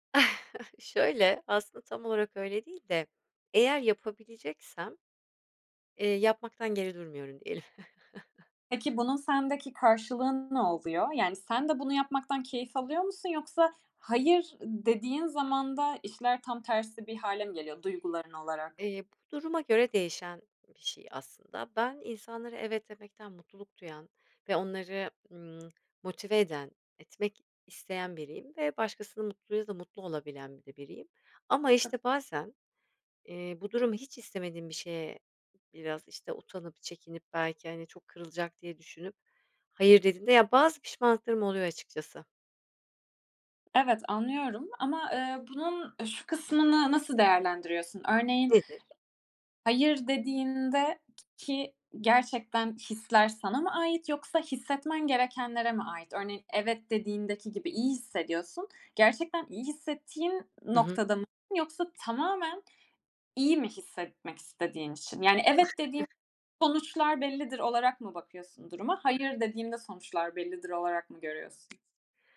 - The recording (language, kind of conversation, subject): Turkish, podcast, Açıkça “hayır” demek sana zor geliyor mu?
- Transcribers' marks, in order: chuckle; chuckle; tapping; other background noise; other noise